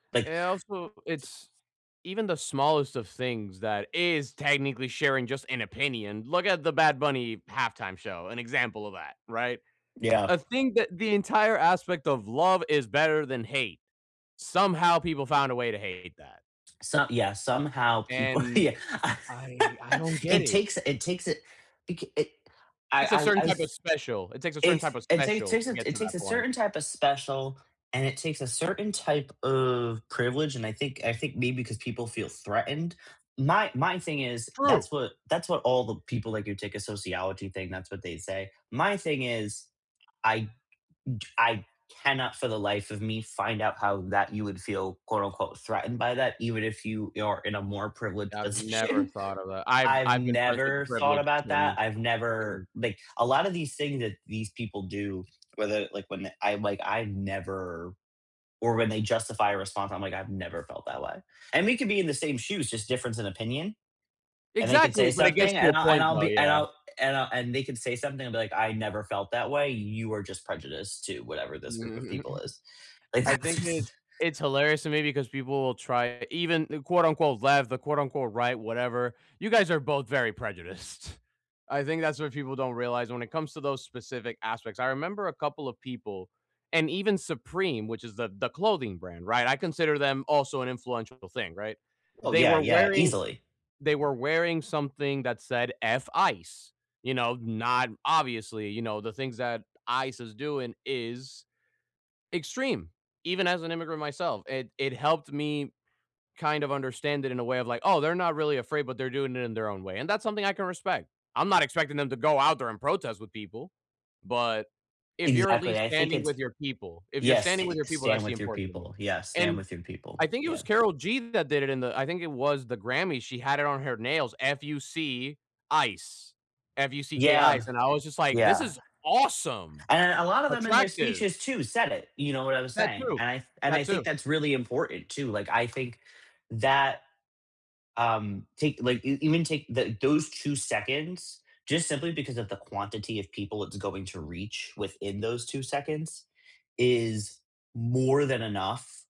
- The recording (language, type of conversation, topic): English, unstructured, Is it right for celebrities to share political opinions publicly?
- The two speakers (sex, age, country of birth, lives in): male, 20-24, United States, United States; male, 20-24, Venezuela, United States
- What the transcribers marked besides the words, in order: other background noise; laughing while speaking: "yeah"; laugh; laughing while speaking: "position"; chuckle; laughing while speaking: "like that jus"; laughing while speaking: "prejudiced"; tapping